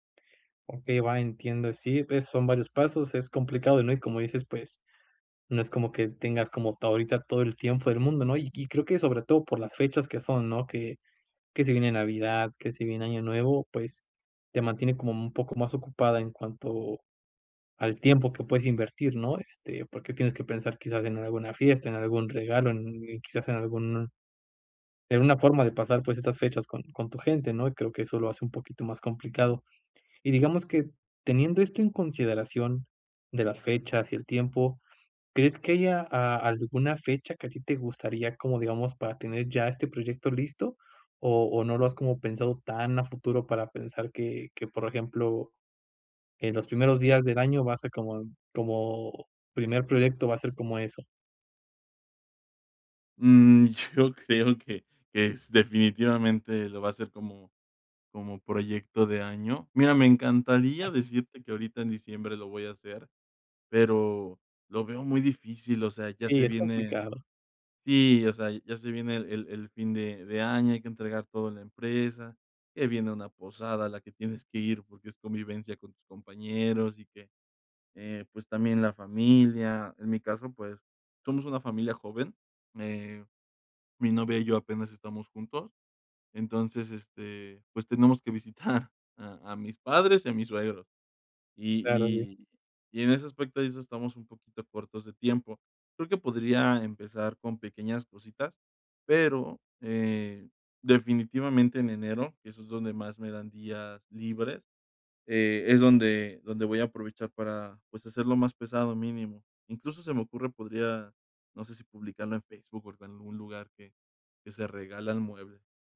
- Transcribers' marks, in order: other noise; chuckle
- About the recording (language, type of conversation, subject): Spanish, advice, ¿Cómo puedo dividir un gran objetivo en pasos alcanzables?